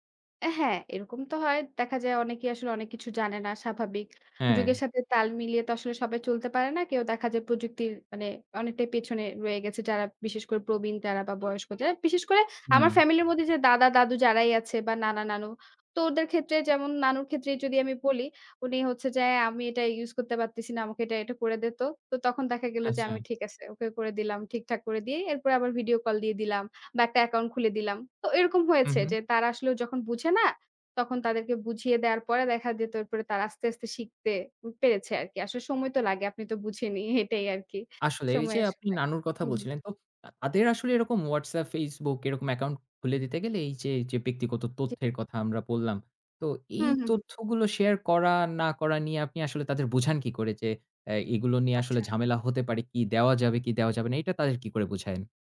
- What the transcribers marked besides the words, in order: tapping; horn; "যেত" said as "দেত"; scoff; other background noise
- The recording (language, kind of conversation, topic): Bengali, podcast, অনলাইনে ব্যক্তিগত তথ্য শেয়ার করার তোমার সীমা কোথায়?